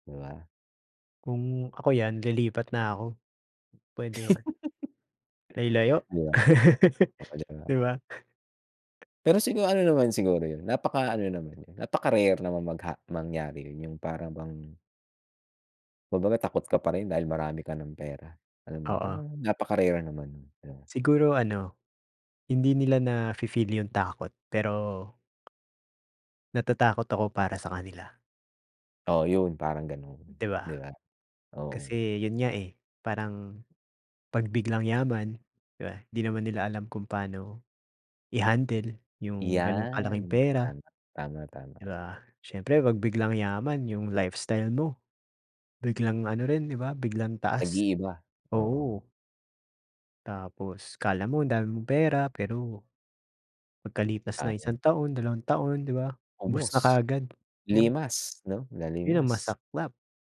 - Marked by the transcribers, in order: tapping; giggle; laugh; other background noise
- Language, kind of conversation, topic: Filipino, unstructured, Ano ang pinakamalaking takot mo pagdating sa pera?